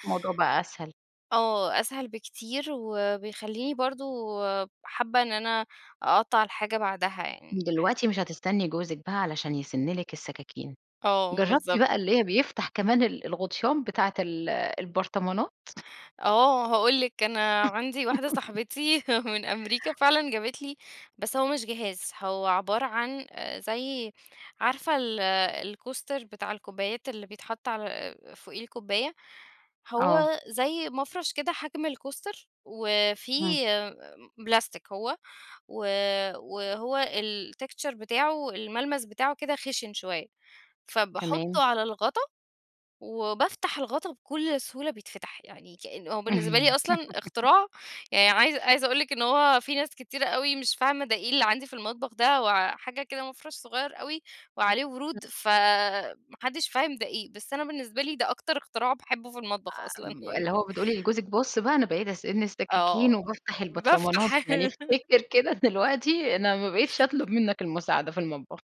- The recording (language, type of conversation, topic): Arabic, podcast, شو الأدوات البسيطة اللي بتسهّل عليك التجريب في المطبخ؟
- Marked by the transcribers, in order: laugh; chuckle; in English: "الكوستر"; in English: "الكوستر"; in English: "الtexture"; laugh; unintelligible speech; laughing while speaking: "أصلًا يعني"; giggle; chuckle